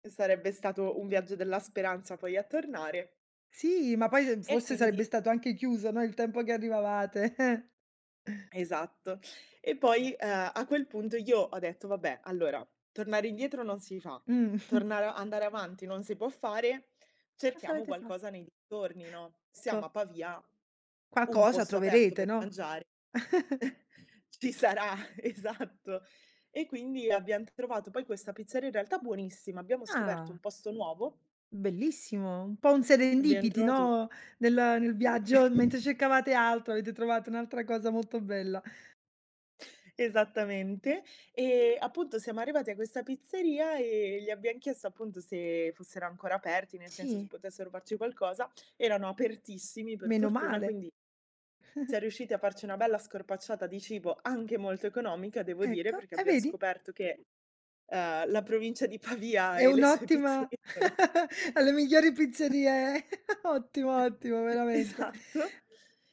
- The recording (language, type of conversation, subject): Italian, podcast, Puoi raccontarmi di una volta in cui ti sei perso e di come sei riuscito a ritrovare la strada?
- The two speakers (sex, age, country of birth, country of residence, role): female, 20-24, Italy, Italy, guest; female, 30-34, Italy, Italy, host
- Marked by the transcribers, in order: other background noise; chuckle; chuckle; "Qualcosa" said as "quacosa"; chuckle; laughing while speaking: "ci sarà Esatto"; laugh; in English: "serendipity"; laugh; laughing while speaking: "Esattamente"; chuckle; laughing while speaking: "Pavia e le sue pizzerie sono"; laugh; other noise; chuckle; laughing while speaking: "esatto"